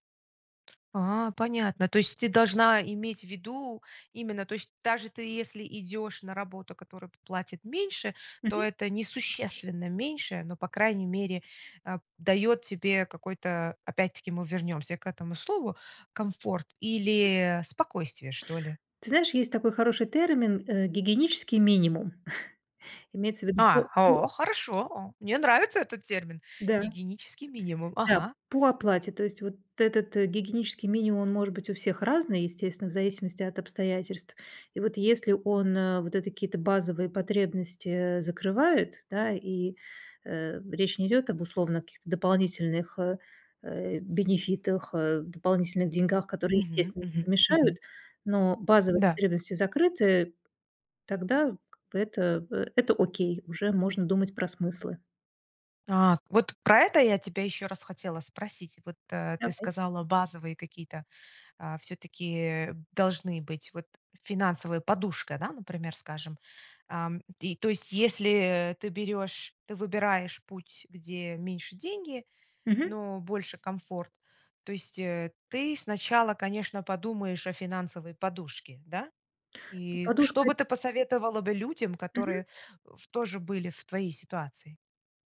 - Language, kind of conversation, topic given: Russian, podcast, Что важнее при смене работы — деньги или её смысл?
- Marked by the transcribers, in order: tapping; other background noise; other noise; chuckle; surprised: "А, о, хорошо! О, мне нравится"; unintelligible speech